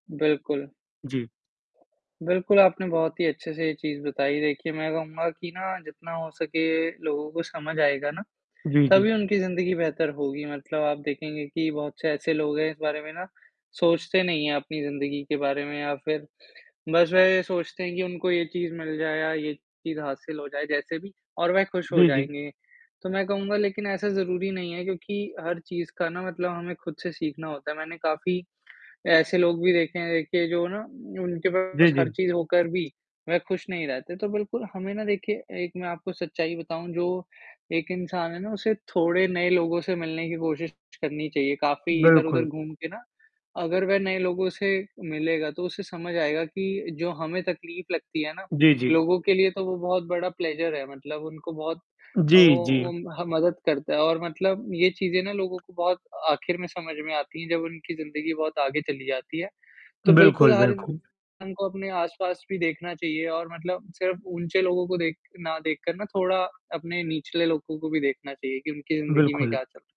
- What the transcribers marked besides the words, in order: static; distorted speech; tapping; other background noise; in English: "प्लेज़र"
- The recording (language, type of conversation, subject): Hindi, unstructured, आपकी ज़िंदगी में कौन-सी चीज़ आपको सबसे ज़्यादा खुशियाँ देती है?